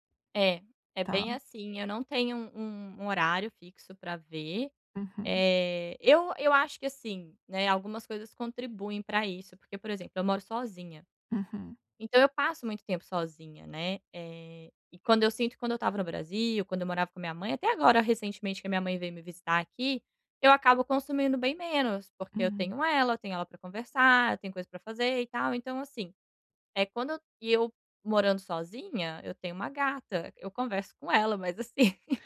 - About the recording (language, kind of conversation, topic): Portuguese, advice, Como posso limitar o tempo que passo consumindo mídia todos os dias?
- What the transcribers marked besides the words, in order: laughing while speaking: "assim"